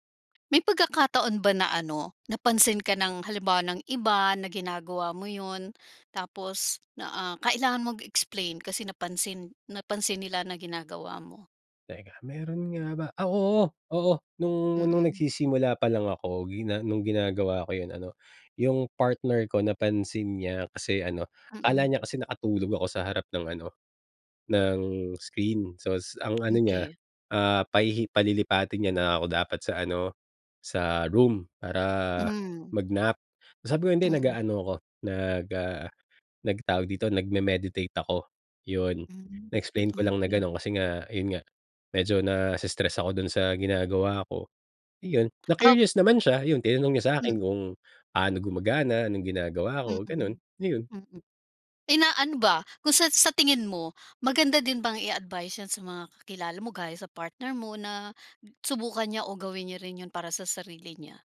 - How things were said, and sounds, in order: tapping; other background noise
- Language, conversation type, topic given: Filipino, podcast, Ano ang ginagawa mong self-care kahit sobrang busy?